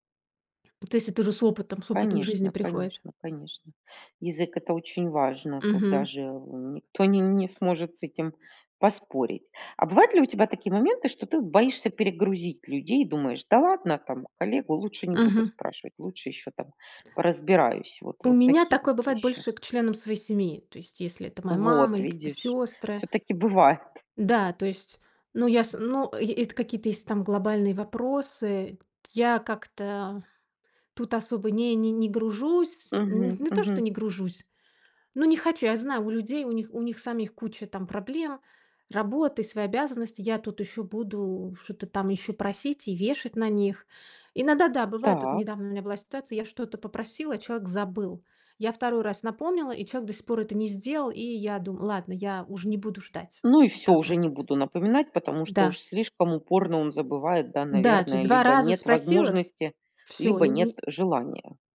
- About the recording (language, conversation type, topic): Russian, podcast, Как понять, когда следует попросить о помощи?
- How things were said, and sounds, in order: none